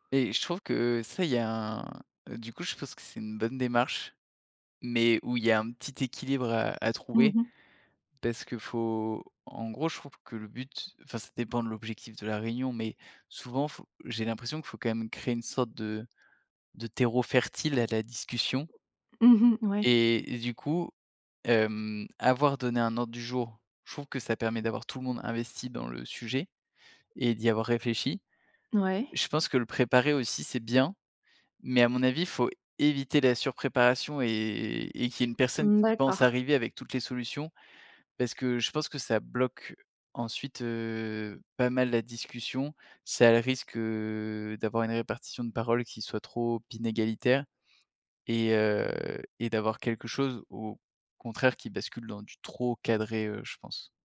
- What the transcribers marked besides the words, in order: drawn out: "un"; stressed: "bien"; drawn out: "et"
- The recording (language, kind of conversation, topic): French, podcast, Quelle est, selon toi, la clé d’une réunion productive ?